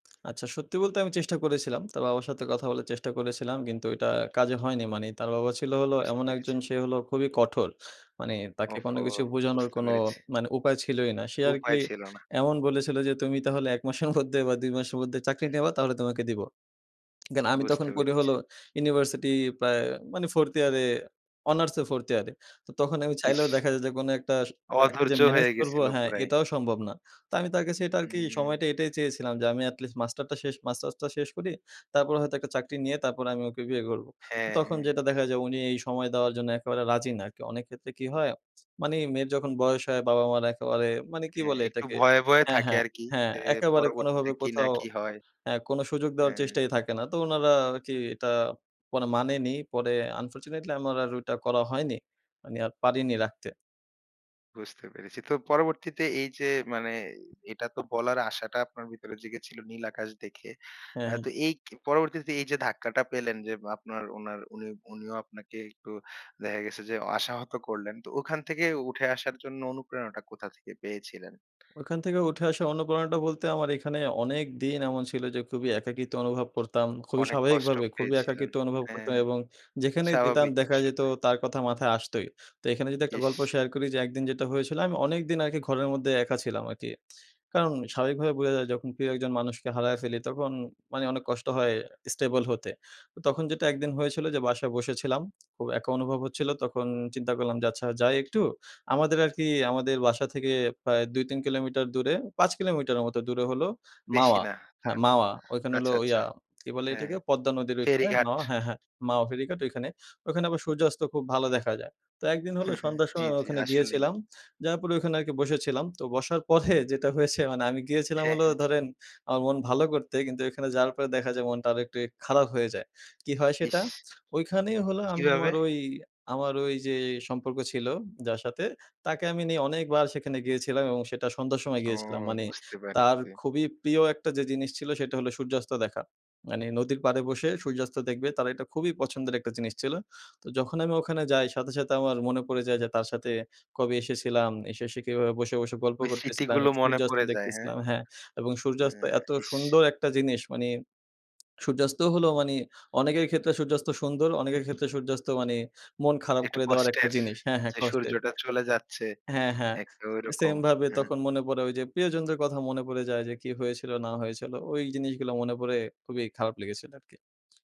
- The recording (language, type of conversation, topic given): Bengali, podcast, নীল আকাশ বা সূর্যাস্ত দেখলে তোমার মনে কী গল্প ভেসে ওঠে?
- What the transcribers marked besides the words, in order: tapping; laughing while speaking: "মধ্যে"; other background noise; lip smack; chuckle; laughing while speaking: "পরে"; "পারেছি" said as "পারেচি"; "ছিল" said as "চিলো"